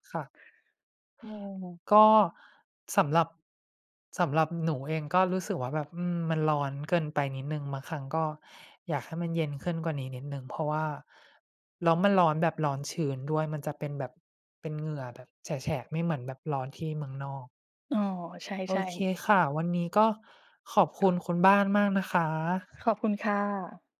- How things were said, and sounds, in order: other background noise
- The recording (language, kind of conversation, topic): Thai, unstructured, คุณจัดการเวลาว่างในวันหยุดอย่างไร?